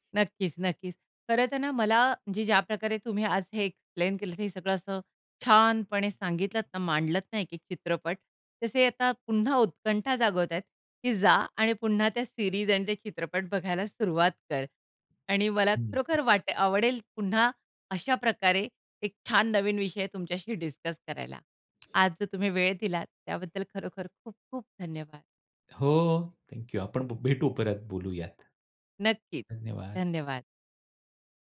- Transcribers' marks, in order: in English: "एक्सप्लेन"; in English: "सीरीज"; other noise; tapping
- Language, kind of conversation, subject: Marathi, podcast, कोणत्या प्रकारचे चित्रपट किंवा मालिका पाहिल्यावर तुम्हाला असा अनुभव येतो की तुम्ही अक्खं जग विसरून जाता?